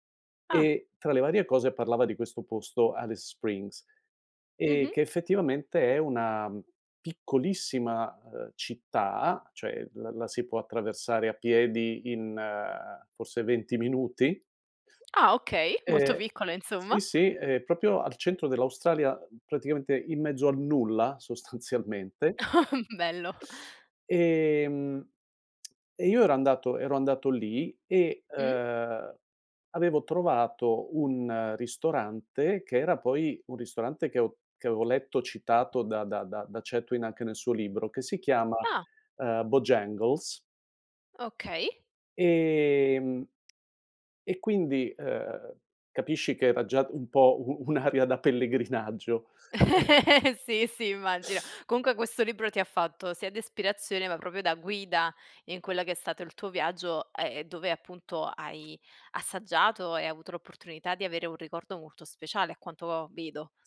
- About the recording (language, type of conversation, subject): Italian, podcast, Qual è un tuo ricordo legato a un pasto speciale?
- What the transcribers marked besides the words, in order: tapping; other background noise; "proprio" said as "propio"; "insomma" said as "inzomma"; laughing while speaking: "sostanzialmente"; chuckle; tongue click; put-on voice: "Bojangles"; laughing while speaking: "u un'aria da pellegrinaggio"; laugh; laughing while speaking: "Sì, sì, immagino"; unintelligible speech; "questo" said as "quesso"; "proprio" said as "propio"